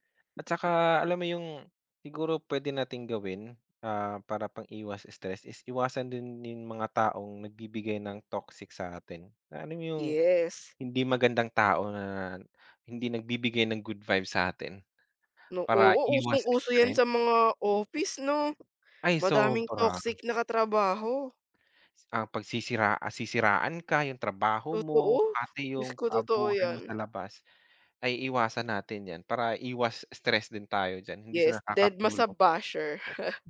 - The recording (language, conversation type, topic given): Filipino, unstructured, Paano mo hinaharap ang stress kapag marami kang gawain?
- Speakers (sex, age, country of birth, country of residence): female, 20-24, Philippines, Philippines; male, 30-34, Philippines, Philippines
- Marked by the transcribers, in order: none